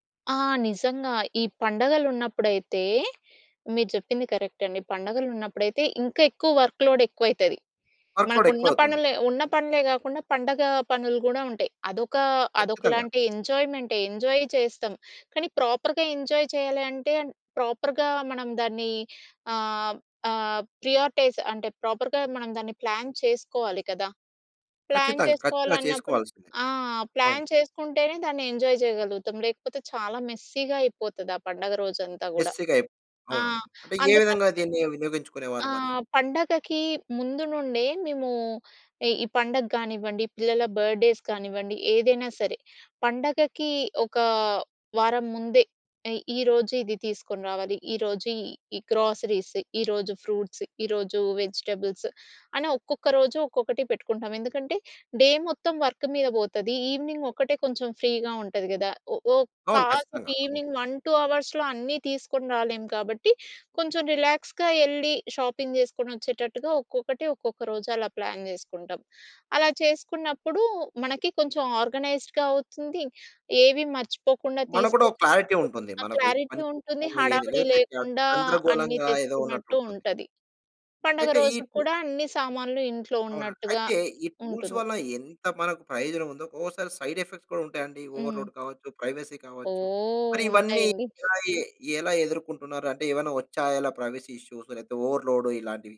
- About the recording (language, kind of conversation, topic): Telugu, podcast, వర్క్-లైఫ్ బ్యాలెన్స్ కోసం డిజిటల్ టూల్స్ ఎలా సహాయ పడతాయి?
- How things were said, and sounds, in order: in English: "కరెక్ట్"; in English: "వర్క్‌లోడ్"; in English: "వర్క్‌లోడ్"; in English: "ఎంజాయ్"; in English: "ప్రాపర్‌గా ఎంజాయ్"; in English: "ప్రాపర్‌గా"; in English: "ప్రియారిటైజ్"; in English: "ప్రాపర్‌గా"; in English: "ప్లాన్"; in English: "ప్లాన్"; in English: "ప్లాన్"; in English: "ఎంజాయ్"; in English: "మెస్సీ‌గా"; in English: "మెస్సీ‌గా"; in English: "బర్త్డేస్"; in English: "గ్రోసరీస్"; tapping; in English: "ఫ్రూట్స్"; in English: "వెజిటబుల్స్"; in English: "డే"; in English: "వర్క్"; in English: "ఈవెనింగ్"; in English: "ఫ్రీగా"; in English: "ఈవెనింగ్ వన్ టూ అవర్స్‌లో"; in English: "రిలాక్స్‌గా"; in English: "షాపింగ్"; in English: "ప్లాన్"; in English: "ఆర్గనైజ్డ్‌గా"; in English: "క్లారిటీ"; in English: "క్లారిటీ"; unintelligible speech; in English: "టూల్స్"; in English: "సైడ్ ఎఫెక్ట్స్"; in English: "ఓవర్‌లోడ్"; in English: "ప్రైవసీ"; in English: "ప్రైవసీ ఇష్యూస్"; in English: "ఓవర్‌లోడ్"